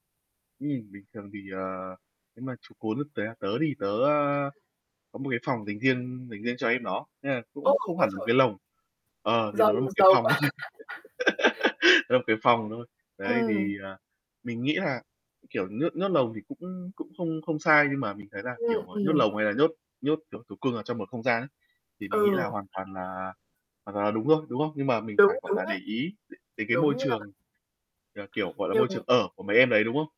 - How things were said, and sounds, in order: other background noise; static; distorted speech; laugh; unintelligible speech; laughing while speaking: "quá!"; tapping
- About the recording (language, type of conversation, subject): Vietnamese, unstructured, Bạn nghĩ sao về việc nhốt thú cưng trong lồng suốt cả ngày?